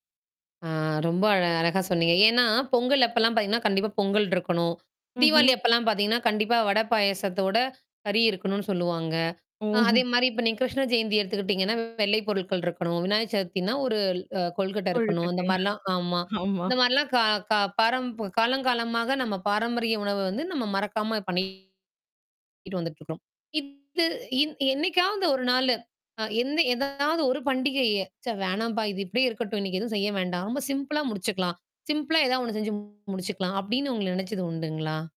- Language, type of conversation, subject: Tamil, podcast, பண்டிகைக் காலத்தில் உங்கள் வீட்டில் உணவுக்காகப் பின்பற்றும் சிறப்பு நடைமுறைகள் என்னென்ன?
- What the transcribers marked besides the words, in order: laughing while speaking: "ஓஹோ!"; mechanical hum; laughing while speaking: "கொழுக்கட்டையா? ஆமா"; distorted speech; in English: "சிம்பிளா"; in English: "சிம்பிளா"; "நீங்க" said as "உங்கள"